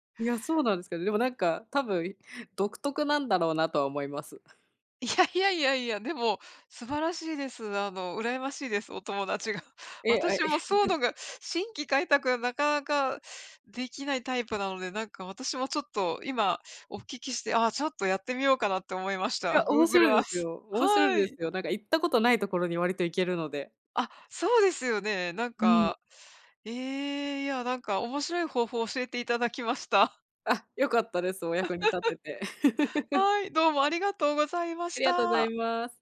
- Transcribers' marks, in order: chuckle; chuckle
- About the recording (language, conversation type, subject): Japanese, unstructured, 家族や友達と一緒に過ごすとき、どんな楽しみ方をしていますか？